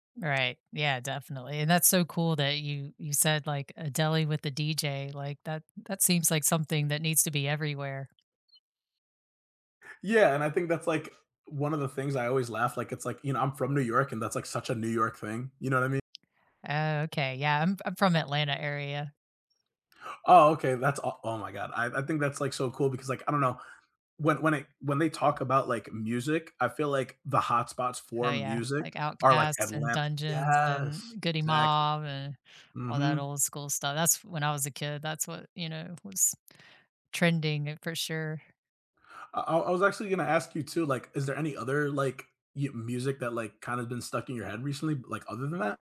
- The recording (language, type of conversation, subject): English, unstructured, What song can’t you stop replaying lately, and why does it stick with you?
- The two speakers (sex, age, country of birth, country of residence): female, 45-49, United States, United States; male, 25-29, United States, United States
- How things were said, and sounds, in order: tapping; other background noise